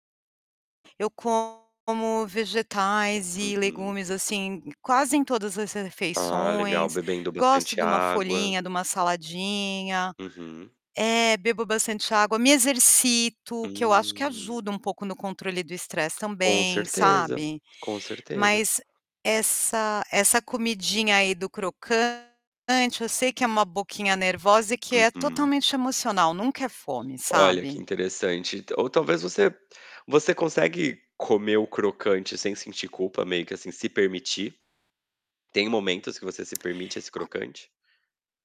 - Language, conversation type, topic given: Portuguese, advice, Como você costuma comer por emoção após um dia estressante e como lida com a culpa depois?
- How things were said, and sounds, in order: distorted speech; drawn out: "Hum"; tapping; other background noise; static